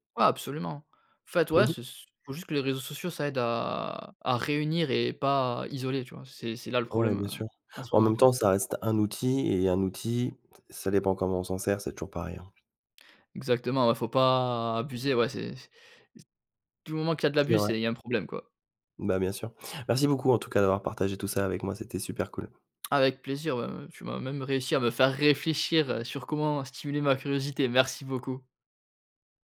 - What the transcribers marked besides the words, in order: chuckle; drawn out: "à"
- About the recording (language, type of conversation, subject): French, podcast, Comment cultives-tu ta curiosité au quotidien ?